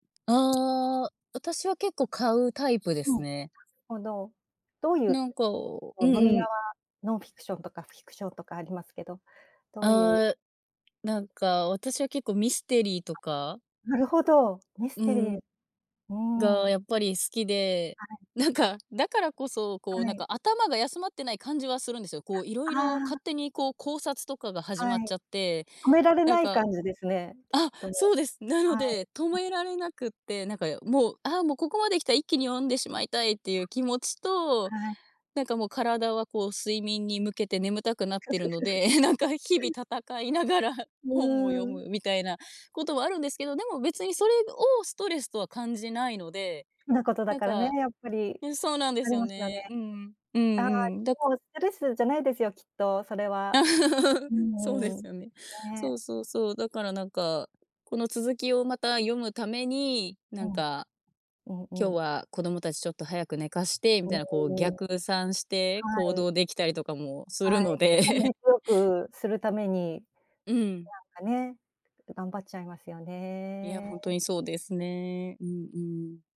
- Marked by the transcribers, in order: tapping; other background noise; unintelligible speech; other noise; chuckle; laughing while speaking: "で、なんか"; laugh; laughing while speaking: "ので"; laugh
- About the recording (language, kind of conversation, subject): Japanese, podcast, 普段、ストレスを解消するために何をしていますか？
- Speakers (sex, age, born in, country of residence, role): female, 25-29, Japan, Japan, guest; female, 55-59, Japan, Japan, host